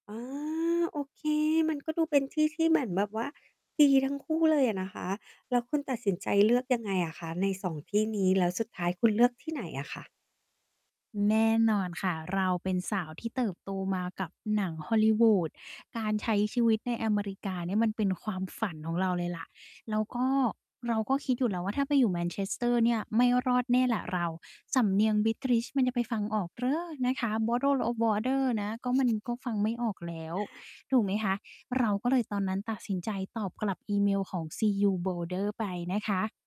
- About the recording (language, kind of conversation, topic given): Thai, podcast, เมื่อคุณต้องเลือกระหว่างความปลอดภัยกับความฝัน คุณจะเลือกอย่างไร?
- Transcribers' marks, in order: put-on voice: "Bottle of water"; in English: "Bottle of water"; other background noise